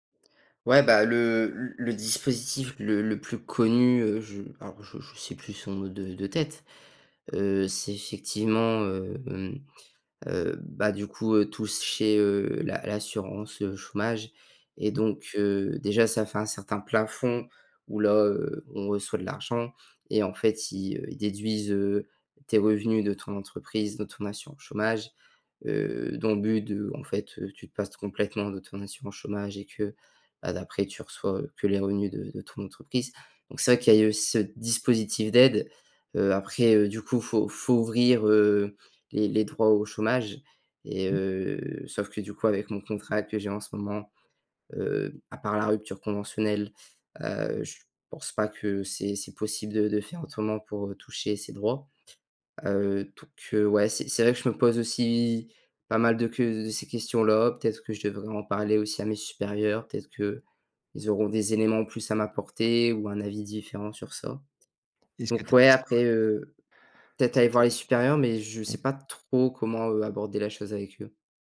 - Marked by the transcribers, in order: other background noise
- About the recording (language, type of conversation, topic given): French, advice, Comment gérer la peur d’un avenir financier instable ?